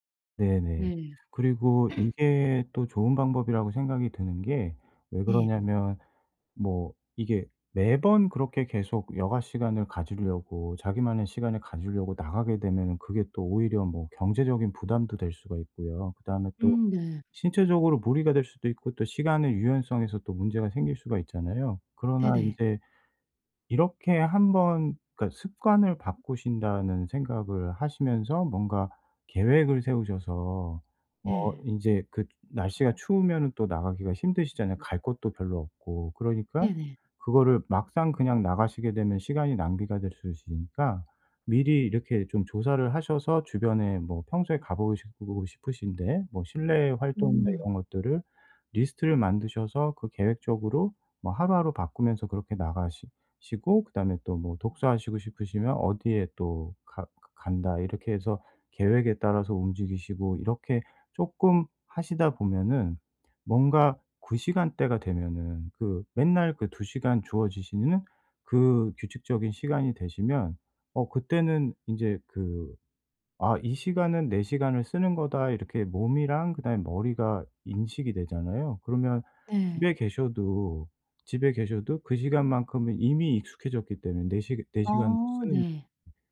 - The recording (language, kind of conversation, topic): Korean, advice, 집에서 편안히 쉬고 스트레스를 잘 풀지 못할 때 어떻게 해야 하나요?
- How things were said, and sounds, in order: cough; other background noise